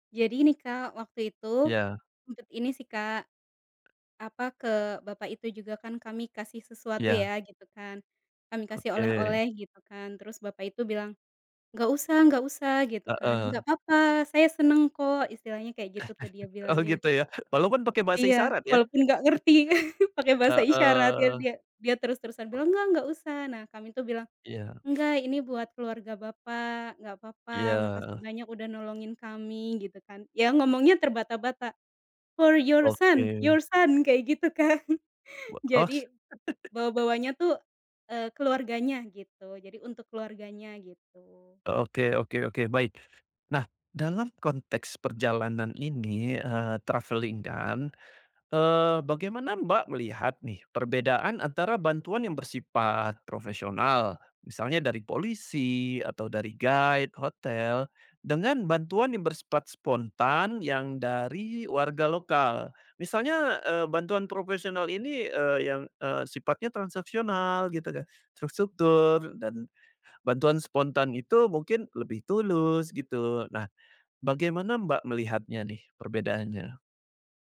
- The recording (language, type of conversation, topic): Indonesian, podcast, Pernahkah kamu bertemu orang asing yang membantumu saat sedang kesulitan, dan bagaimana ceritanya?
- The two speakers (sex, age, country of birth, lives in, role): female, 30-34, Indonesia, Indonesia, guest; male, 40-44, Indonesia, Indonesia, host
- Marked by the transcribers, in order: tapping; other background noise; chuckle; chuckle; laugh; sniff; unintelligible speech; chuckle; in English: "travelling"; in English: "guide"